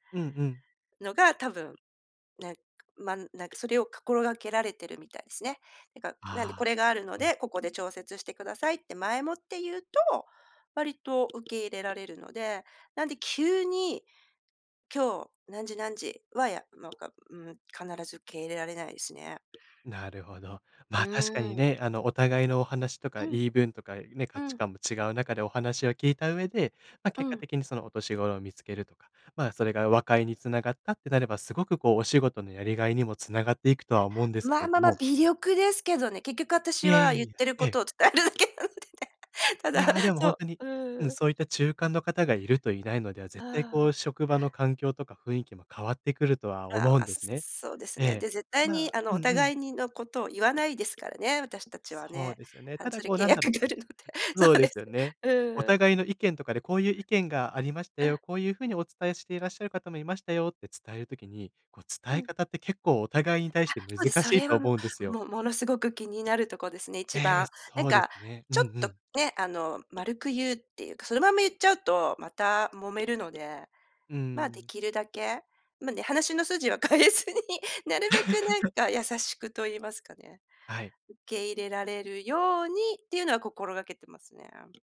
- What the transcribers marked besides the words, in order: laughing while speaking: "伝えるだけなんでね"; laughing while speaking: "それ契約があるので。そうです"; laughing while speaking: "話の筋は変えずに"; laugh
- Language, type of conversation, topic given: Japanese, podcast, 仕事でやりがいをどう見つけましたか？